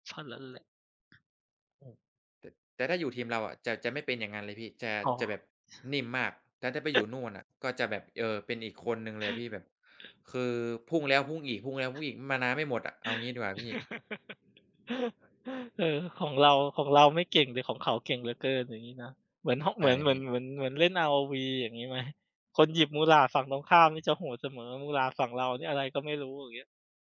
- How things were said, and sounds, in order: other noise; background speech; other background noise; chuckle
- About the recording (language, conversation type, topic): Thai, unstructured, เวลาว่างคุณชอบทำอะไรเพื่อให้ตัวเองมีความสุข?